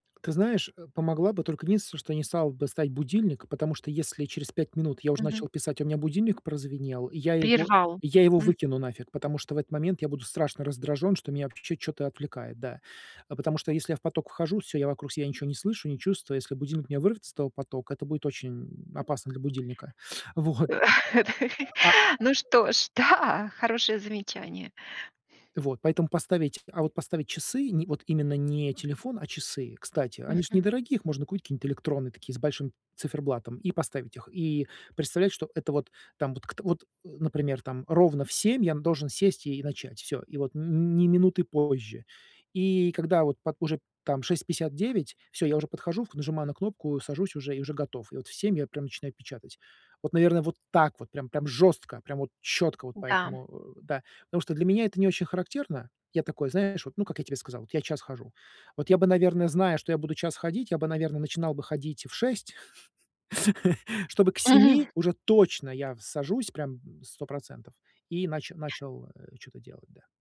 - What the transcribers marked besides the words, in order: tapping; "Прервал" said as "первал"; laughing while speaking: "Э. Да и"; unintelligible speech; other noise; other background noise; stressed: "так"; chuckle
- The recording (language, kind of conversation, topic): Russian, advice, Как мне лучше управлять временем и расставлять приоритеты?